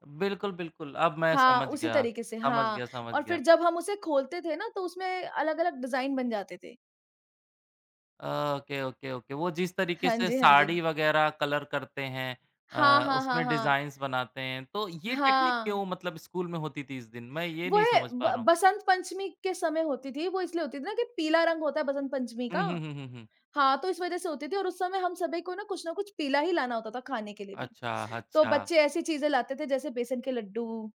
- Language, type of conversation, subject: Hindi, unstructured, आपके लिए सबसे खास धार्मिक या सांस्कृतिक त्योहार कौन-सा है?
- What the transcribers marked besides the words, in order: in English: "डिजाइन"; in English: "ओके, ओके, ओके"; in English: "कलर"; in English: "डिज़ाइन्स"; in English: "टेक्निक"